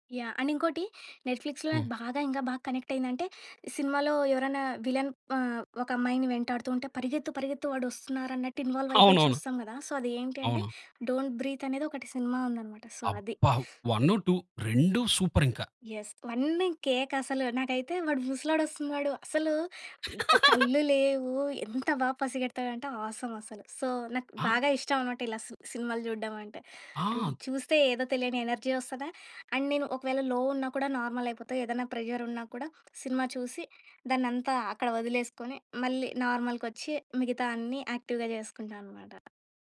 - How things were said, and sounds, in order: in English: "అండ్"; in English: "కనెక్ట్"; in English: "విలన్"; in English: "ఇన్‌వాల్వ్"; in English: "సో"; in English: "సో"; sniff; in English: "టూ"; in English: "సూపర్"; in English: "యెస్"; chuckle; in English: "ఆసమ్"; in English: "సో"; in English: "ఎనర్జీ"; in English: "అండ్"; in English: "లో"; in English: "నార్మల్"; in English: "ప్రెజర్"; in English: "యాక్టివ్‌గా"; other background noise
- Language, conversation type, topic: Telugu, podcast, మధ్యలో వదిలేసి తర్వాత మళ్లీ పట్టుకున్న అభిరుచి గురించి చెప్పగలరా?